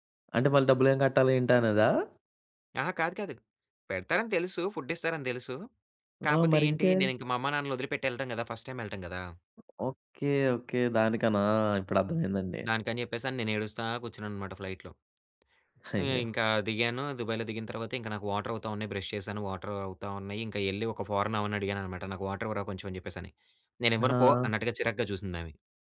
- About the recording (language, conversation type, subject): Telugu, podcast, మొదటిసారి ఒంటరిగా ప్రయాణం చేసినప్పుడు మీ అనుభవం ఎలా ఉండింది?
- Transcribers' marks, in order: in English: "ఫుడ్"; in English: "ఫస్ట్ టైమ్"; in English: "ఫ్లై‌ట్‌లో"; in English: "వాటర్"; in English: "బ్రష్"; in English: "వాటర్"; in English: "ఫా‌రన్"; in English: "వాటర్"